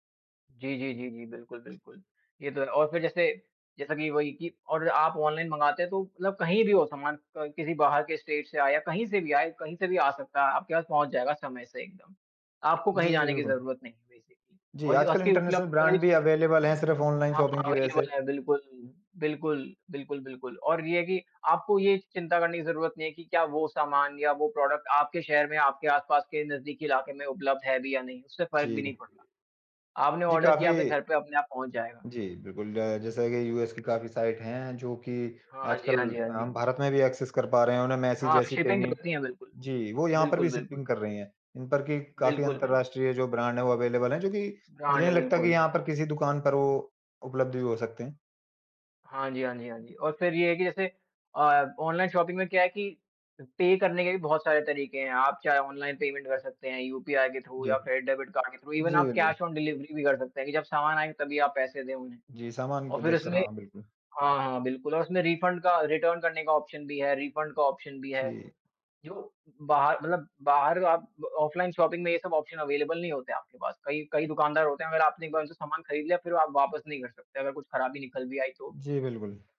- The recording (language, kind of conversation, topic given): Hindi, unstructured, क्या आप ऑनलाइन खरीदारी करना पसंद करते हैं या बाजार जाकर खरीदारी करना पसंद करते हैं?
- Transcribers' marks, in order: other background noise; in English: "स्टेट"; in English: "बेसिकली"; in English: "इंटरनेशनल"; in English: "अवेलेबल"; in English: "शॉपिंग"; in English: "अवेलेबल"; in English: "प्रोडक्ट"; other noise; in English: "ऑर्डर"; in English: "एक्सेस"; in English: "शिपिंग"; in English: "शिपिंग"; in English: "अवेलेबल"; in English: "ब्रांड"; tapping; in English: "शॉपिंग"; in English: "पे"; in English: "पेमेंट"; in English: "थ्रू"; in English: "थ्रू ईवन"; in English: "कैश ऑन डिलीवरी"; in English: "रिफंड"; in English: "रिटर्न"; in English: "ऑप्शन"; in English: "रिफंड"; in English: "ऑप्शन"; in English: "शॉपिंग"; in English: "ऑप्शन अवेलेबल"